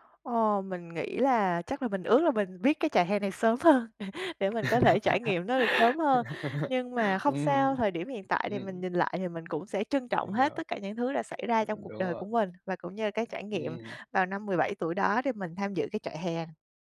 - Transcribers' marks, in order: tapping; laughing while speaking: "hơn để"; other background noise; laugh; other noise
- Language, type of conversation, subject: Vietnamese, podcast, Chuyến đi nào đã khiến bạn thay đổi nhiều nhất?